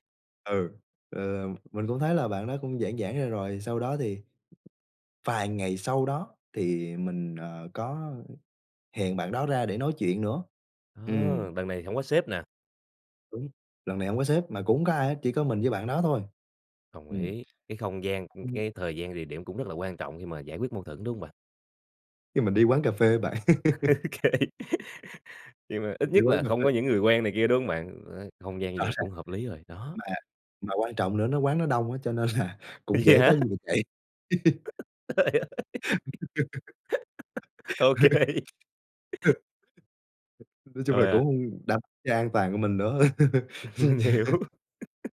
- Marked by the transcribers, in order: other background noise; tapping; laughing while speaking: "Ô kê"; laugh; laughing while speaking: "là"; laughing while speaking: "Vậy hả?"; laugh; laughing while speaking: "Trời ơi!"; laugh; unintelligible speech; laugh; laugh; laughing while speaking: "Chưa nhẹ hơn"; laughing while speaking: "Mình hiểu"; laugh
- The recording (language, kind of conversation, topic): Vietnamese, podcast, Bạn xử lý mâu thuẫn với đồng nghiệp ra sao?